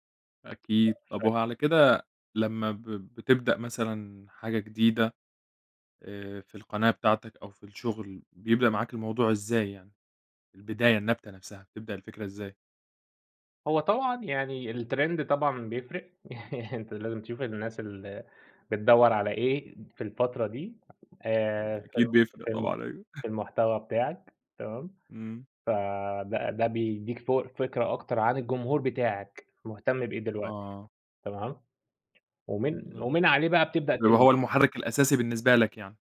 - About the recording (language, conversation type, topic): Arabic, podcast, إيه اللي بيحرّك خيالك أول ما تبتدي مشروع جديد؟
- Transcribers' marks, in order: tapping; background speech; in English: "الترند"; laugh; other background noise; chuckle